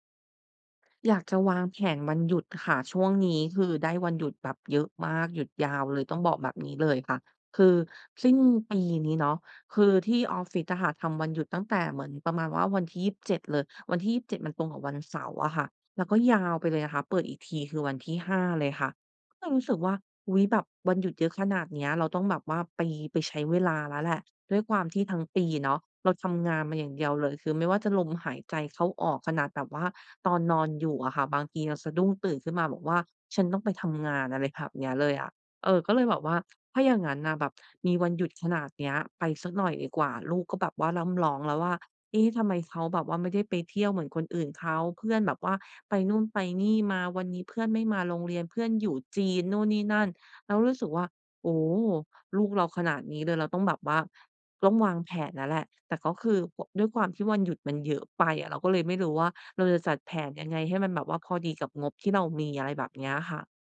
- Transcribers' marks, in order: none
- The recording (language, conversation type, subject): Thai, advice, จะวางแผนวันหยุดให้คุ้มค่าในงบจำกัดได้อย่างไร?